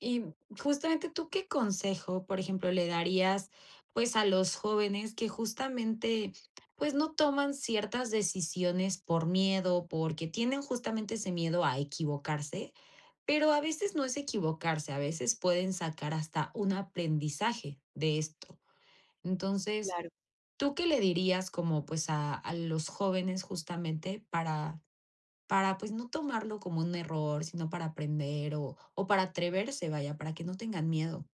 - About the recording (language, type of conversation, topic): Spanish, podcast, ¿Qué le dirías a tu yo más joven sobre cómo tomar decisiones importantes?
- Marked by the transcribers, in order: none